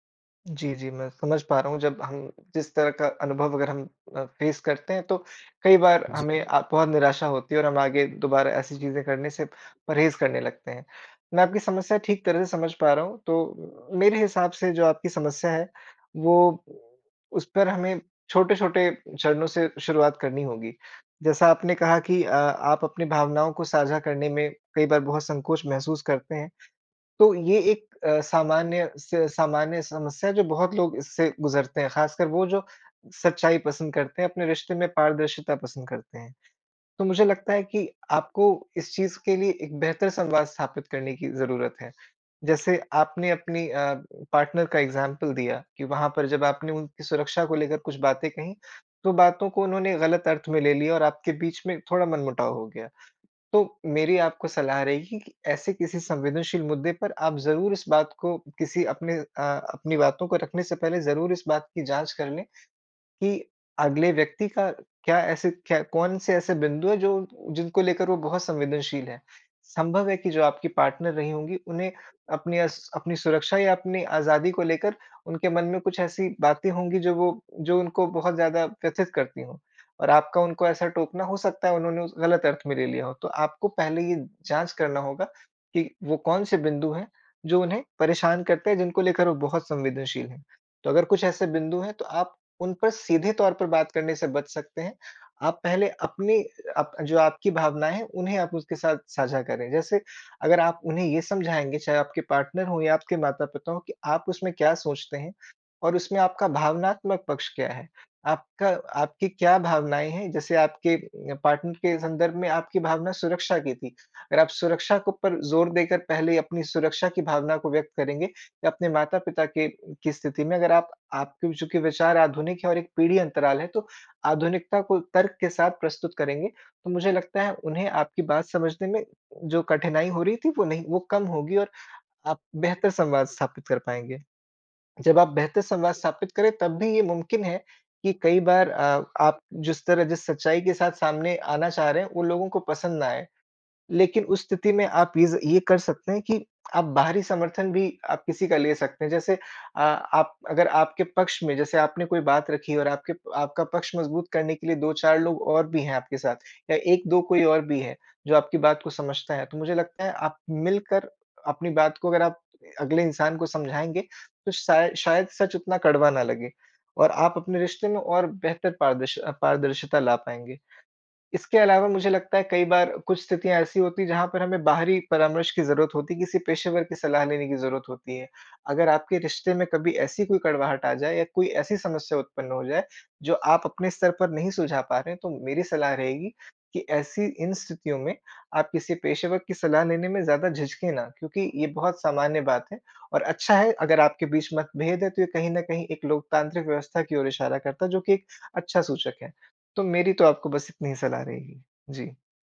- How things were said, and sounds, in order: in English: "फ़ेस"; in English: "पार्टनर"; in English: "एग्ज़ाम्पल"; in English: "पार्टनर"; in English: "पार्टनर"; in English: "पार्टनर"
- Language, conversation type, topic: Hindi, advice, रिश्ते में अपनी सच्ची भावनाएँ सामने रखने से आपको डर क्यों लगता है?